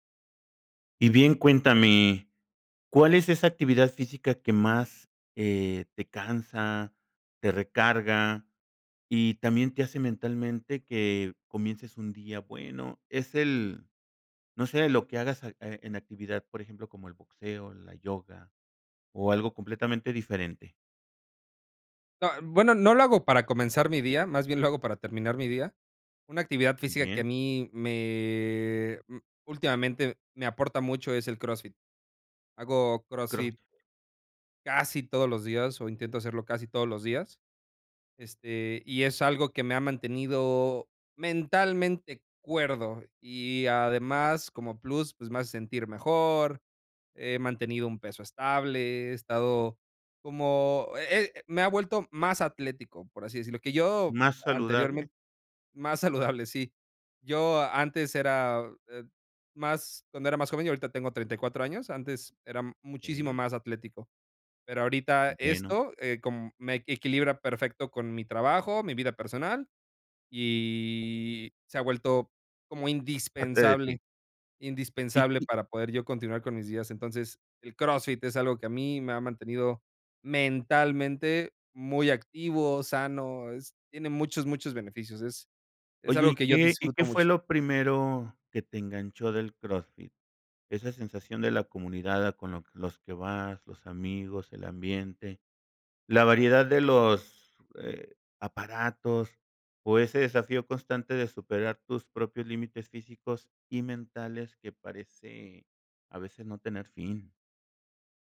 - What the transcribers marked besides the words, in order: drawn out: "y"
- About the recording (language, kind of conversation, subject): Spanish, podcast, ¿Qué actividad física te hace sentir mejor mentalmente?